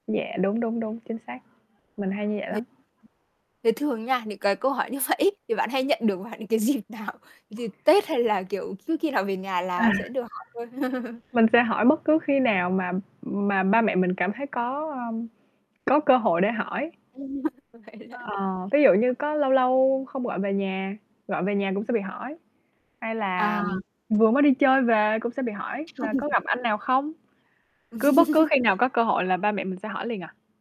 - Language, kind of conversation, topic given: Vietnamese, podcast, Bạn đối mặt với áp lực xã hội và kỳ vọng của gia đình như thế nào?
- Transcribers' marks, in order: static; other background noise; laughing while speaking: "vậy ấy"; laughing while speaking: "những cái dịp nào? Dịp … nào về nhà"; laughing while speaking: "À!"; distorted speech; laugh; tapping; laugh; laugh